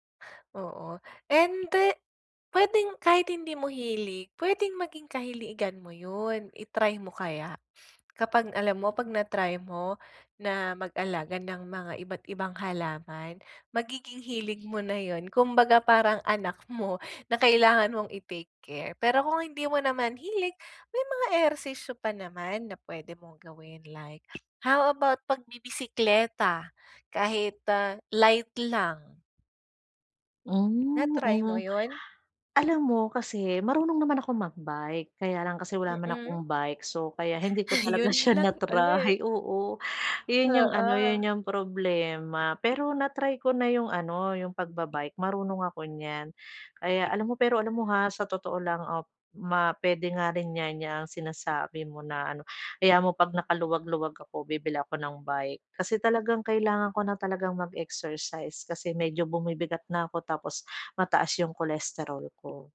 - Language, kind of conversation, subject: Filipino, advice, Paano ko malalampasan ang pagkaplató o pag-udlot ng pag-unlad ko sa ehersisyo?
- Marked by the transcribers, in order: sniff; laughing while speaking: "mo"; other background noise; tapping; chuckle; laughing while speaking: "siya na-try"